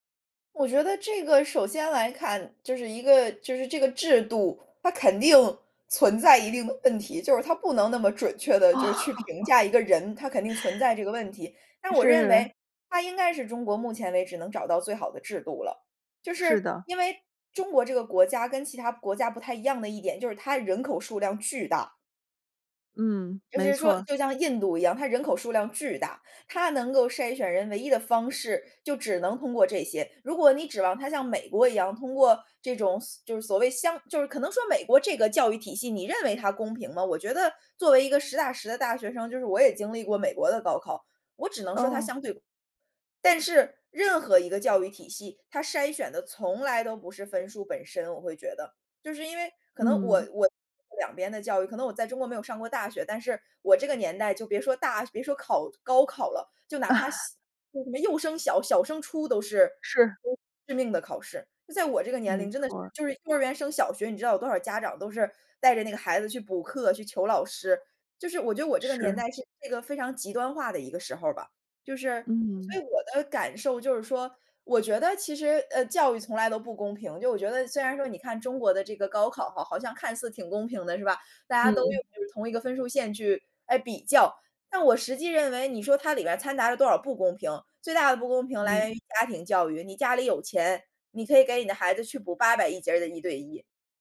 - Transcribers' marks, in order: other background noise; laughing while speaking: "哦"; chuckle; tapping; unintelligible speech; chuckle; unintelligible speech
- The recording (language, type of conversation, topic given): Chinese, podcast, 你觉得分数能代表能力吗？